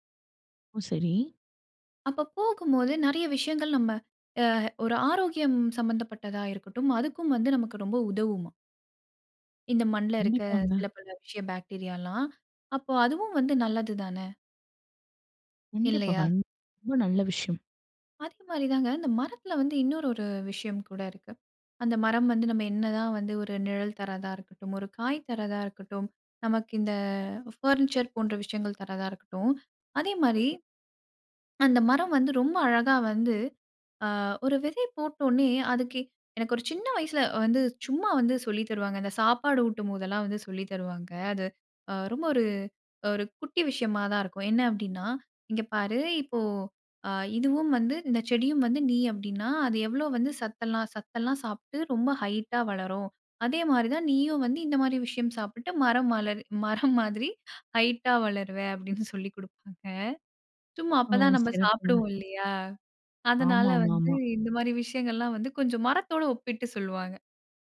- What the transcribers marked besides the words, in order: swallow; put-on voice: "இங்க பாரு இப்போ அ இதுவும் … மாதிரி, ஹைட்டா வளருவ"; laughing while speaking: "மரம் மாதிரி"
- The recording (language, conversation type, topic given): Tamil, podcast, ஒரு மரத்திடம் இருந்து என்ன கற்க முடியும்?